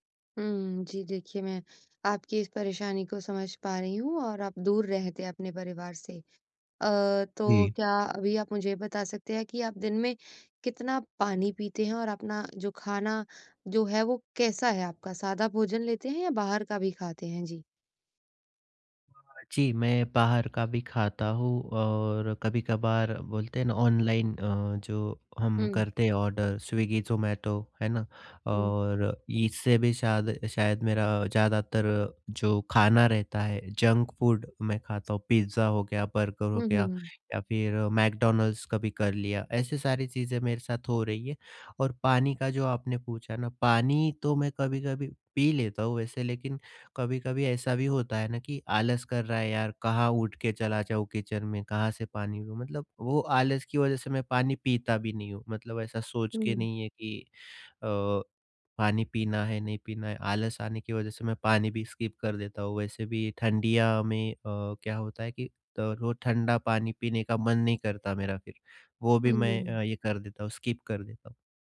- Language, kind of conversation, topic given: Hindi, advice, मैं दिनभर कम ऊर्जा और सुस्ती क्यों महसूस कर रहा/रही हूँ?
- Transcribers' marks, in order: other background noise; in English: "ऑर्डर"; in English: "जंक फूड"; in English: "किचन"; in English: "स्किप"; tapping; in English: "स्किप"